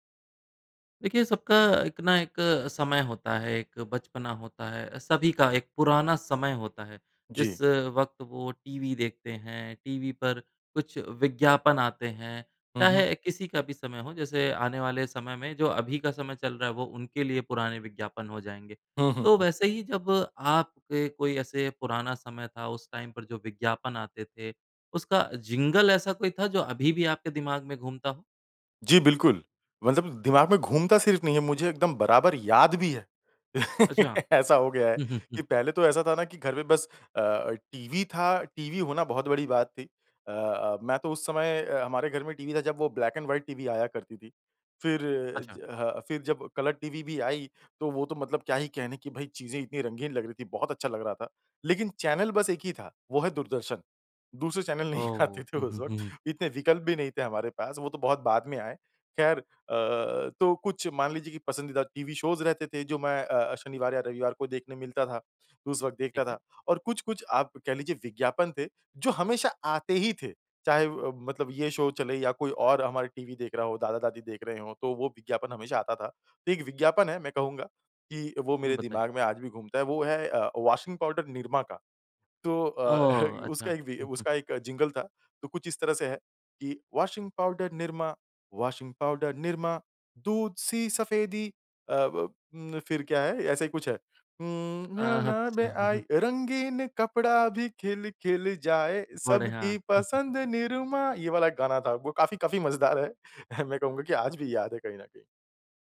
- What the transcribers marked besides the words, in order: in English: "टाइम"; other background noise; laugh; laughing while speaking: "ऐसा हो गया है"; in English: "ब्लैक एंड व्हाइट"; in English: "कलर टीवी"; laughing while speaking: "नहीं आते थे उस वक़्त"; in English: "शोज़"; in English: "शो"; in English: "वाशिंग पाउडर"; singing: "वाशिंग पाउडर निरमा, वाशिंग पाउडर निरमा, दूध-सी सफ़ेदी"; in English: "वाशिंग पाउडर"; in English: "वाशिंग पाउडर"; singing: "हुँ ना ना में आई … सबकी पसंद निरमा"; chuckle; chuckle; laughing while speaking: "काफ़ी मज़ेदार है। मैं कहूँगा कि आज भी"
- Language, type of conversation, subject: Hindi, podcast, किस पुराने विज्ञापन का जिंगल अब भी तुम्हारे दिमाग में घूमता है?